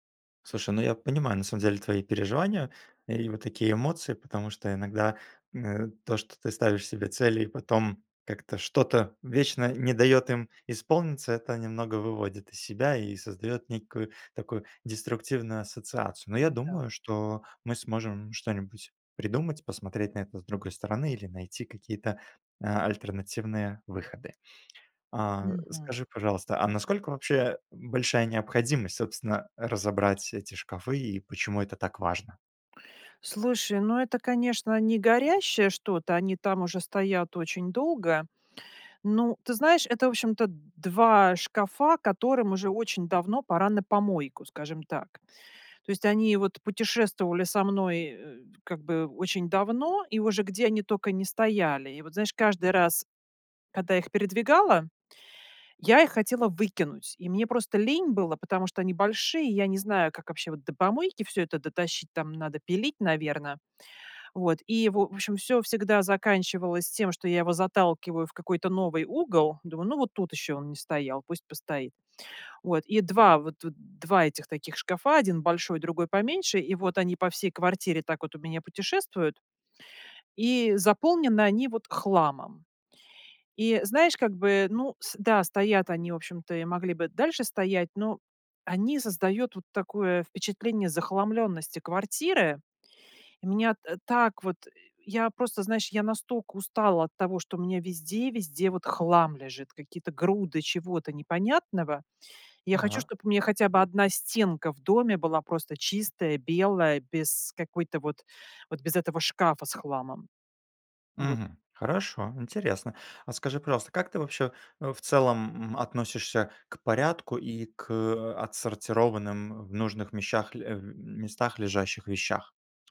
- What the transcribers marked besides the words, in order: "настолько" said as "настоко"; "вещах" said as "мещах"
- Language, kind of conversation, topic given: Russian, advice, Как постоянные отвлечения мешают вам завершить запланированные дела?